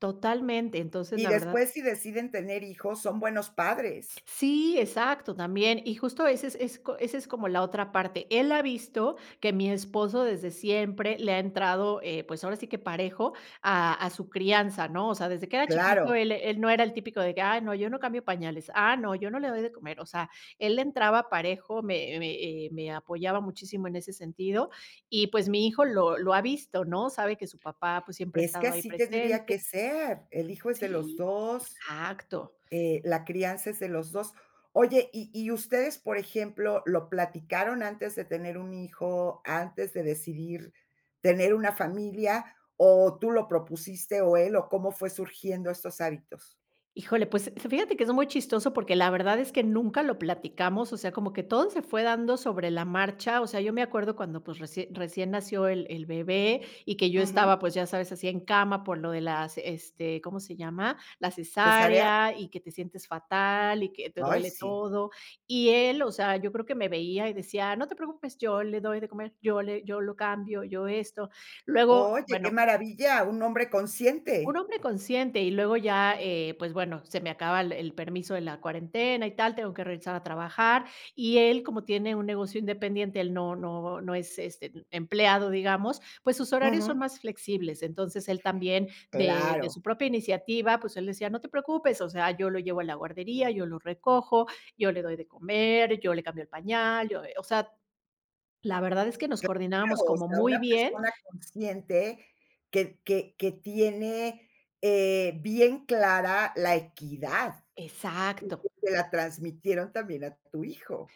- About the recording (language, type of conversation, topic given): Spanish, podcast, ¿Cómo se reparten las tareas del hogar entre los miembros de la familia?
- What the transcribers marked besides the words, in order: none